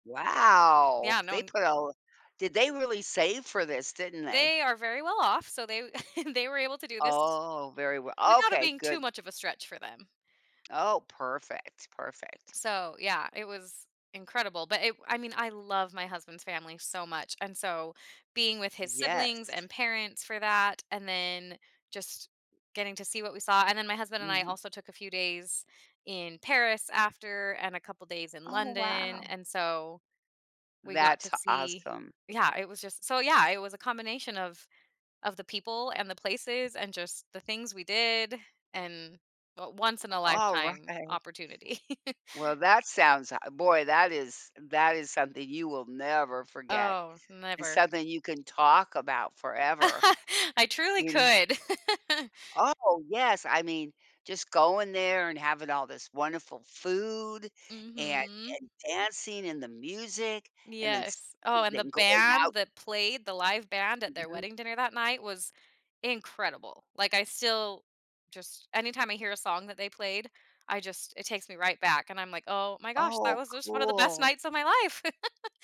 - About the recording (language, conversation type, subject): English, unstructured, What experiences or moments turn an ordinary trip into something unforgettable?
- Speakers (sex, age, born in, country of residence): female, 35-39, United States, United States; female, 75-79, United States, United States
- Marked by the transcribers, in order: drawn out: "Wow!"; chuckle; chuckle; chuckle; chuckle; chuckle